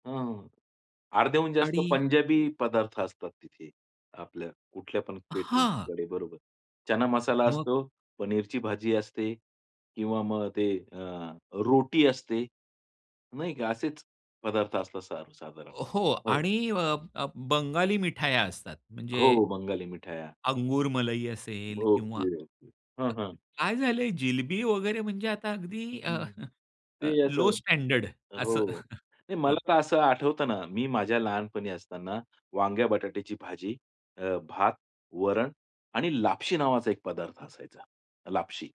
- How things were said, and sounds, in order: in English: "कॅटरिंगकडे"; tapping; other background noise; other noise; chuckle
- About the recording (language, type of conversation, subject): Marathi, podcast, नॉस्टॅल्जियामुळे जुन्या गोष्टी पुन्हा लोकप्रिय का होतात, असं आपल्याला का वाटतं?